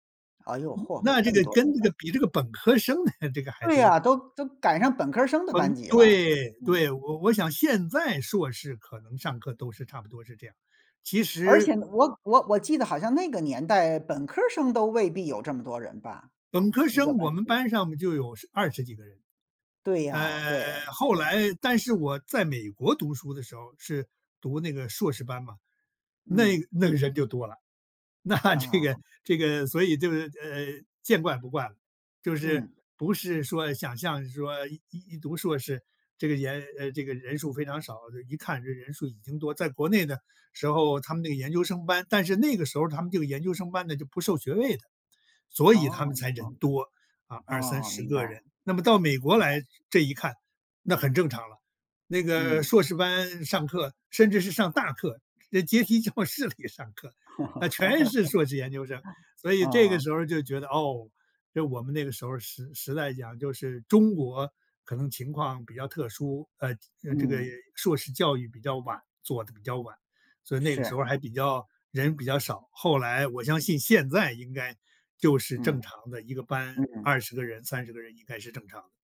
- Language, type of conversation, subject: Chinese, podcast, 怎么把导师的建议变成实际行动？
- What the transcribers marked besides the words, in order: other noise; laughing while speaking: "的"; laughing while speaking: "那这个"; laughing while speaking: "教室里"; laugh